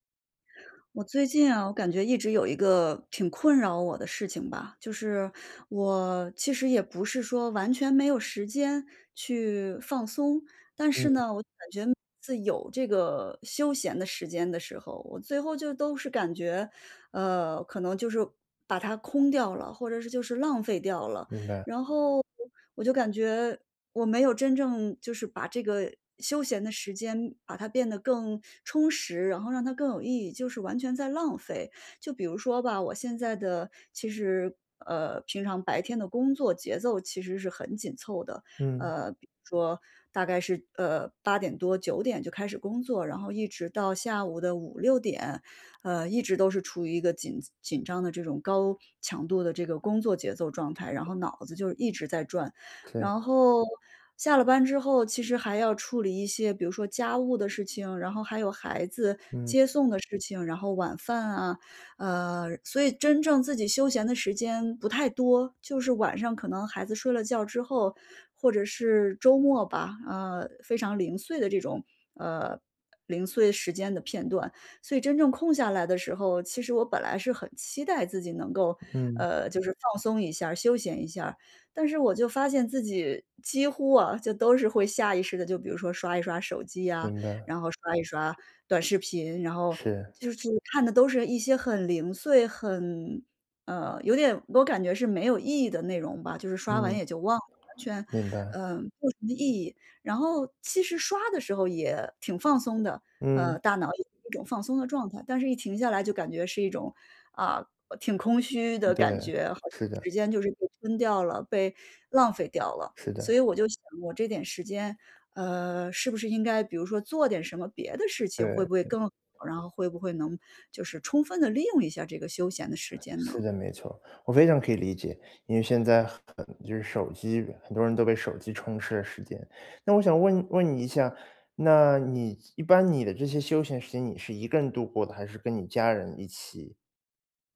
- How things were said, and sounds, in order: other background noise; tapping
- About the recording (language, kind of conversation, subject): Chinese, advice, 如何让我的休闲时间更充实、更有意义？